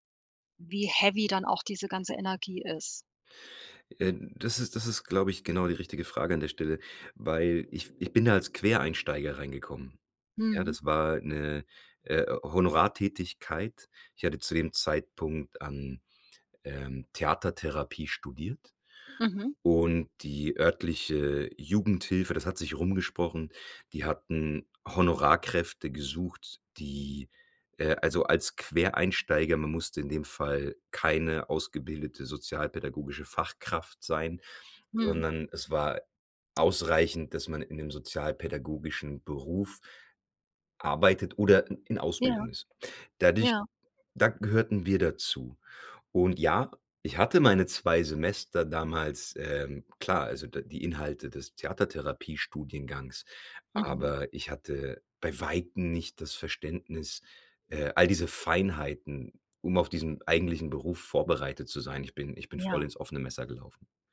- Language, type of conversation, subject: German, podcast, Wie merkst du, dass du kurz vor einem Burnout stehst?
- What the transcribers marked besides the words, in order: none